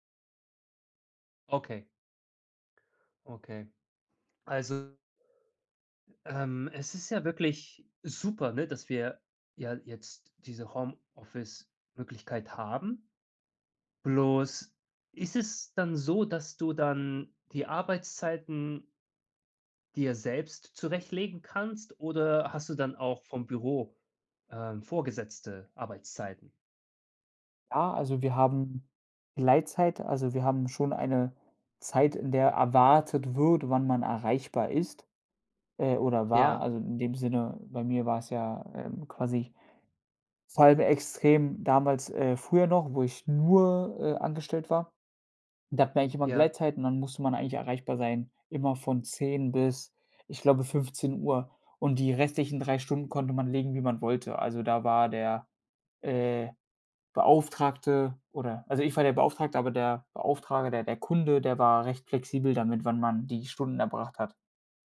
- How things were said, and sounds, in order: unintelligible speech
- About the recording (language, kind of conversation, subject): German, advice, Wie kann ich im Homeoffice eine klare Tagesstruktur schaffen, damit Arbeit und Privatleben nicht verschwimmen?
- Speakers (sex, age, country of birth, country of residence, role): male, 25-29, Germany, Germany, user; male, 30-34, Japan, Germany, advisor